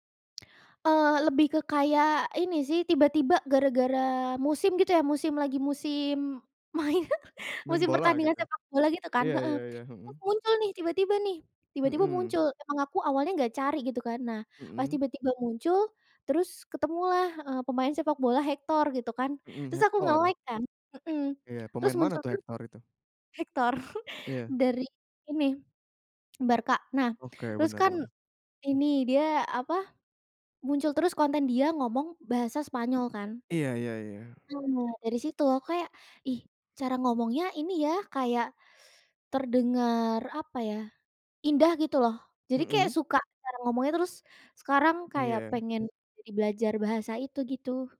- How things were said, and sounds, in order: laughing while speaking: "main"; chuckle; in English: "nge-like"; other background noise; chuckle; swallow
- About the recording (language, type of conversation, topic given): Indonesian, podcast, Bagaimana pengaruh algoritma terhadap selera tontonan kita?